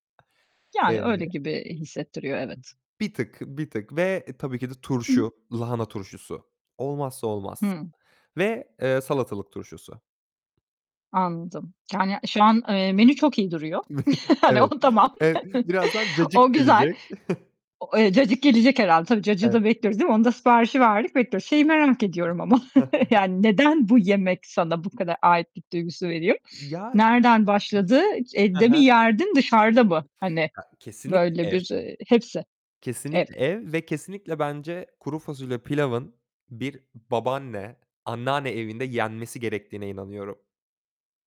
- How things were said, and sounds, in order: other background noise; chuckle; laughing while speaking: "Hani o tamam"; chuckle; chuckle; distorted speech
- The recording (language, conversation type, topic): Turkish, podcast, Hangi yemekler sana aidiyet duygusu veriyor, neden?
- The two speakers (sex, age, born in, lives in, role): female, 40-44, Turkey, Greece, host; male, 25-29, Turkey, Germany, guest